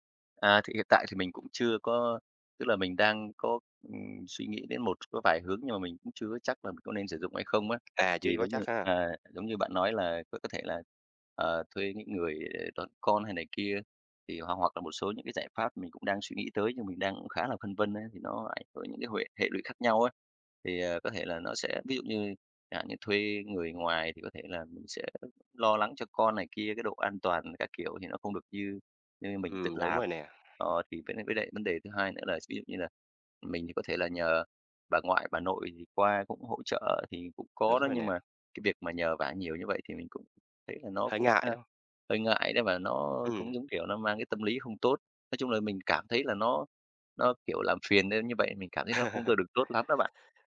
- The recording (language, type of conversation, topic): Vietnamese, advice, Làm thế nào để cân bằng giữa công việc và việc chăm sóc gia đình?
- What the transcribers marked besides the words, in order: tapping; other background noise; laugh